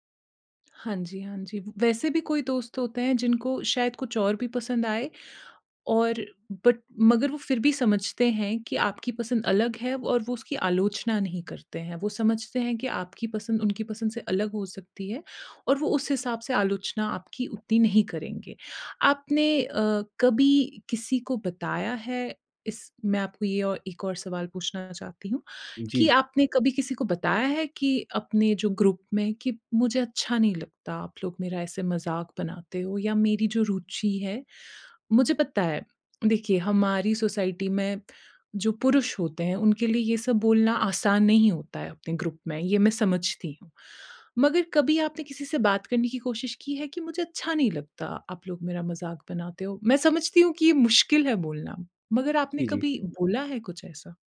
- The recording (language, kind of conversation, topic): Hindi, advice, दोस्तों के बीच अपनी अलग रुचि क्यों छुपाते हैं?
- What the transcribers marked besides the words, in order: in English: "बट"; tapping; in English: "ग्रुप"; in English: "सोसाइटी"; in English: "ग्रुप"